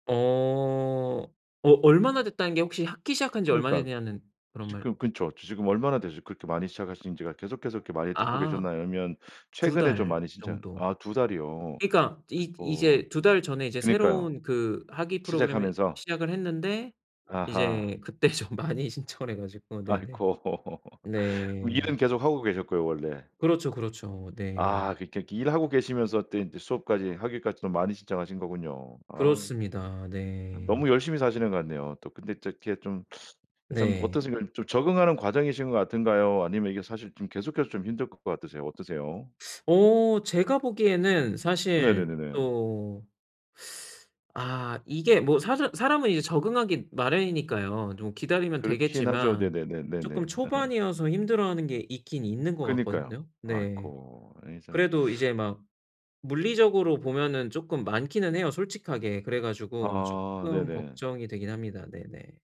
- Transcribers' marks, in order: other background noise; laughing while speaking: "그때 좀 많이 신청을"; laughing while speaking: "아이고"; tapping; teeth sucking; laugh; teeth sucking
- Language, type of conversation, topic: Korean, advice, 친구가 힘들어할 때 어떻게 감정적으로 도와줄 수 있을까요?